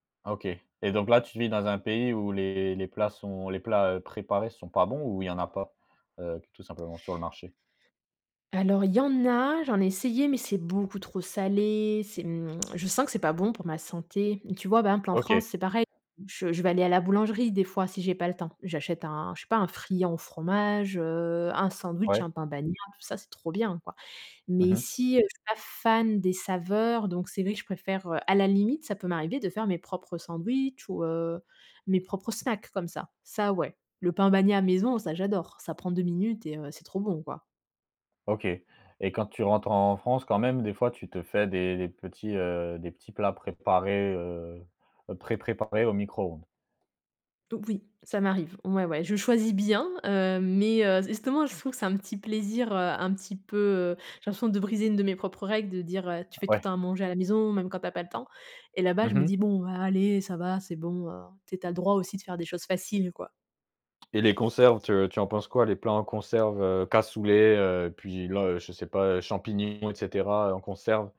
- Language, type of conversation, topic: French, podcast, Comment t’organises-tu pour cuisiner quand tu as peu de temps ?
- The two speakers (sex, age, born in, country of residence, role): female, 35-39, France, Germany, guest; male, 20-24, France, France, host
- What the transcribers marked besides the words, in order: tapping